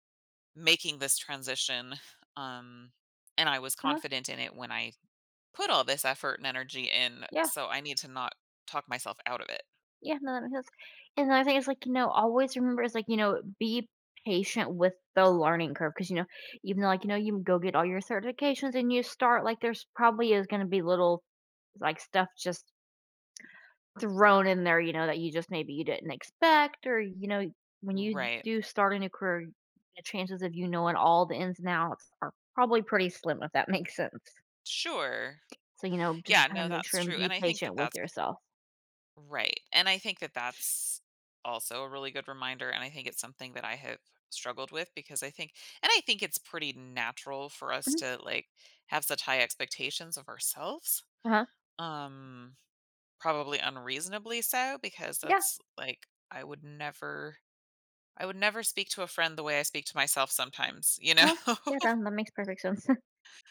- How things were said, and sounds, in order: unintelligible speech; drawn out: "thrown"; stressed: "expect"; drawn out: "Right"; laughing while speaking: "that makes sense"; other background noise; laughing while speaking: "You know?"; chuckle
- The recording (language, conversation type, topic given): English, advice, How should I prepare for a major life change?